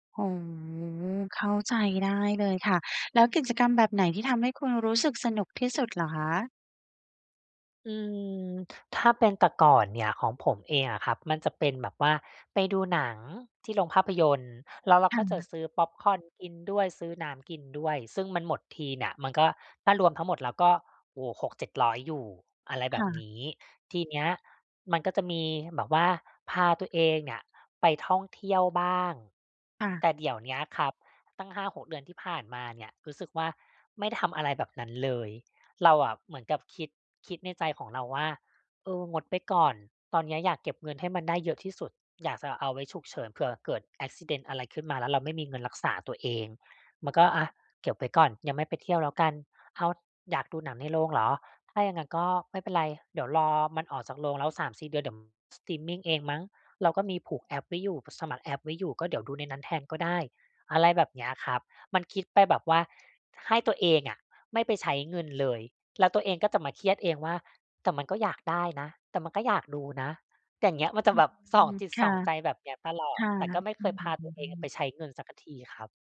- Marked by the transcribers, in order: in English: "แอ็กซิเดนต์"; "เดี๋ยว" said as "เดียม"
- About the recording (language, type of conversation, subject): Thai, advice, จะทำอย่างไรให้สนุกกับวันนี้โดยไม่ละเลยการออมเงิน?